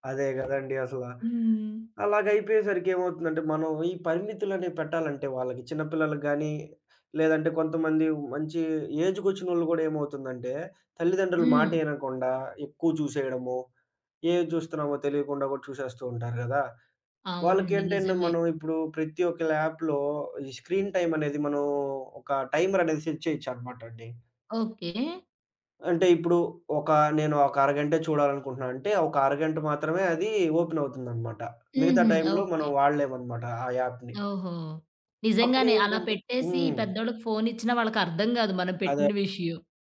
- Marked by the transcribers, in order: other background noise; in English: "ఏజ్‌కోచ్చినోళ్ళు"; in English: "ల్యాప్‌లో"; in English: "స్క్రీన్ టైమ్"; in English: "సెట్"; in English: "ఓపెన్"; in English: "యాప్‌ని"
- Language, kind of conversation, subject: Telugu, podcast, కంప్యూటర్, ఫోన్ వాడకంపై పరిమితులు ఎలా పెట్టాలి?